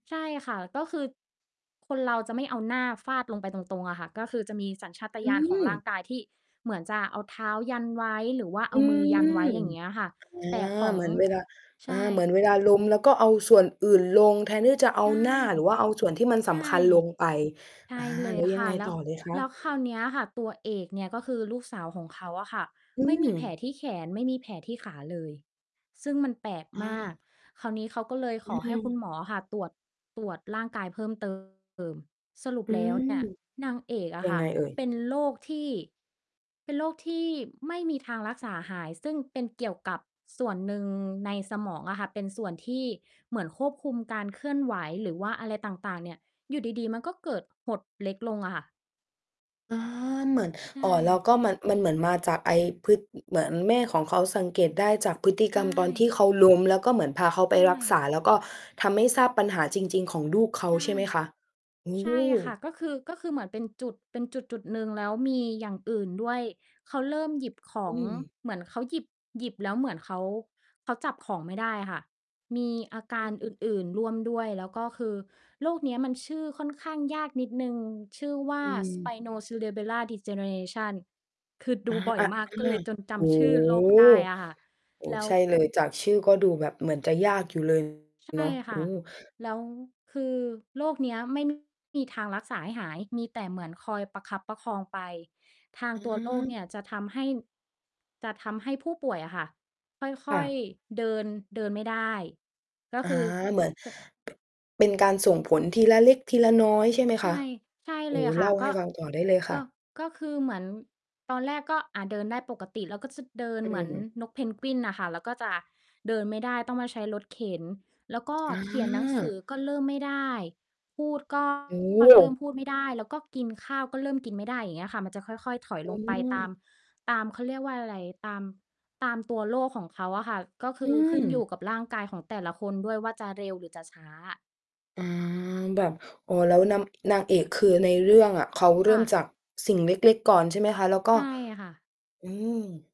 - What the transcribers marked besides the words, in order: mechanical hum; distorted speech; "ส่วน" said as "ฉ่วน"; other background noise; tapping; surprised: "โอ้ !"; in English: "Spino Cerebellar Degeneration"; surprised: "โอ้ !"
- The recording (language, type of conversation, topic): Thai, podcast, ทำไมหนังบางเรื่องถึงทำให้เราร้องไห้ได้ง่ายเมื่อดู?